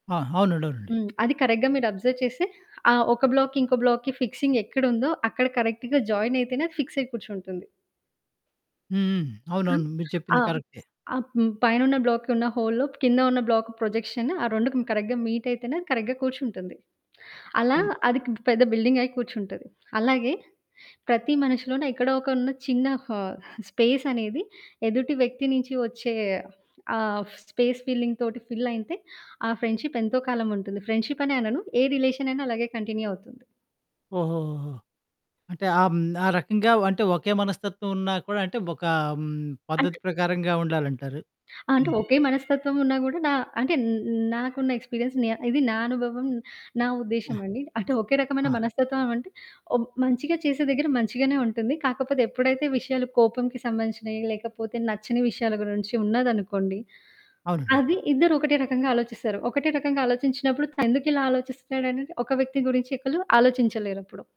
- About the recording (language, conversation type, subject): Telugu, podcast, కొత్త చోటుకు వెళ్లినప్పుడు స్నేహితులను ఎలా చేసుకోవాలి?
- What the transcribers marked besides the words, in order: in English: "కరెక్ట్‌గా"; in English: "అబ్జర్వ్"; in English: "బ్లాక్‌కి"; in English: "బ్లాక్‌కి ఫిక్సింగ్"; in English: "కరెక్ట్‌గా జాయిన్"; other background noise; in English: "బ్లాక్‌కి"; in English: "హోల్‌లో"; in English: "బ్లాక్ ప్రొజెక్షన్"; in English: "కరెక్ట్‌గా మీట్"; in English: "కరెక్ట్‌గా"; in English: "బిల్డింగ్"; in English: "స్పేస్"; in English: "స్పేస్ ఫిల్లింగ్‌తోటి ఫిల్"; in English: "ఫ్రెండ్‌షిప్"; in English: "ఫ్రెండ్‌షిప్"; in English: "రిలేషన్"; in English: "కంటిన్యూ"; other animal sound; in English: "ఎక్స్పీరియన్స్"; static